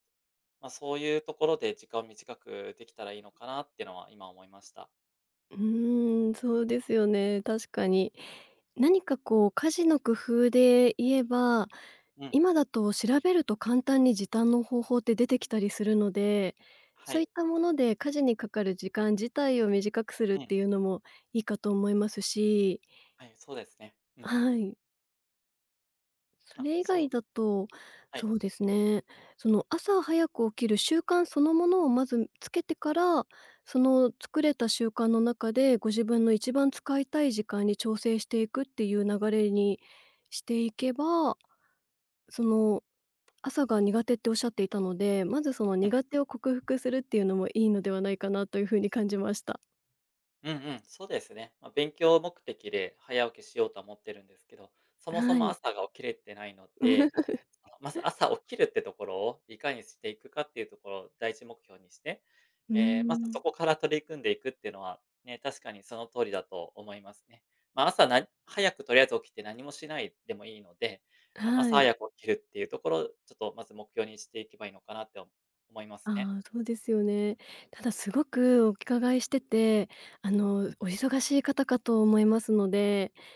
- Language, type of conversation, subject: Japanese, advice, 朝起きられず、早起きを続けられないのはなぜですか？
- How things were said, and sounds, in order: tapping; other background noise; laugh